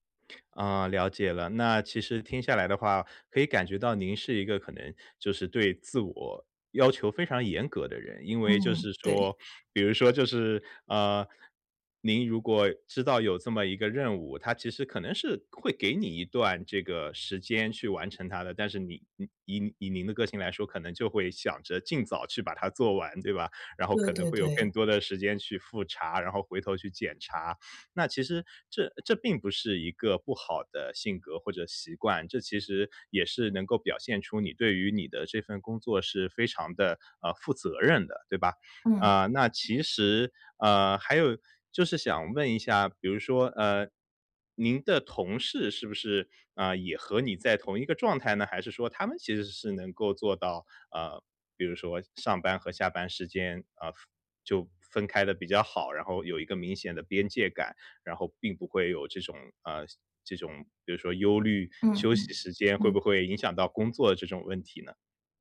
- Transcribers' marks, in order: none
- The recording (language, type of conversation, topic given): Chinese, advice, 放松时总感到内疚怎么办？